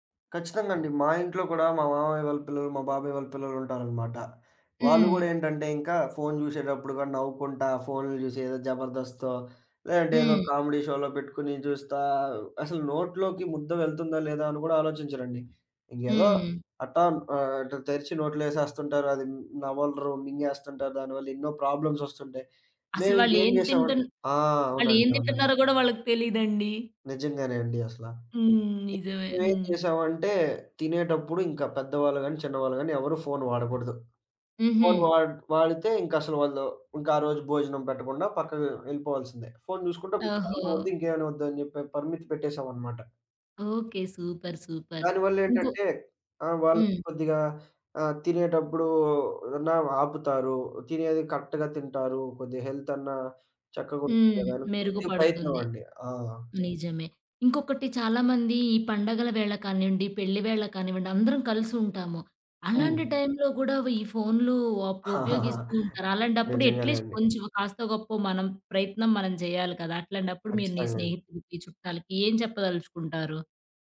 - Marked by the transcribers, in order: in English: "కామెడీ‌షోలో"; other background noise; in English: "సూపర్. సూపర్"; in English: "కరెక్ట్‌గా"; in English: "హెల్త్"; giggle; in English: "అట్లీస్ట్"
- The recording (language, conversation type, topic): Telugu, podcast, కంప్యూటర్, ఫోన్ వాడకంపై పరిమితులు ఎలా పెట్టాలి?